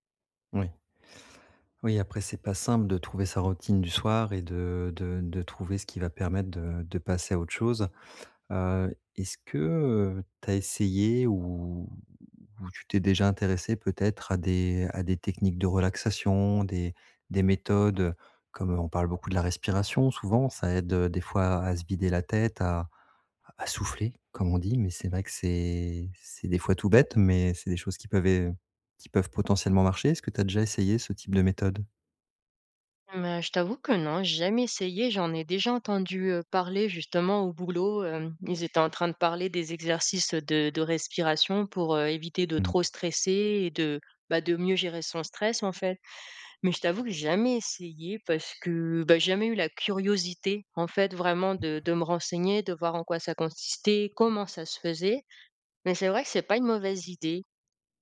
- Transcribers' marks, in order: drawn out: "ou"; unintelligible speech
- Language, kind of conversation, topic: French, advice, Comment puis-je mieux me détendre avant de me coucher ?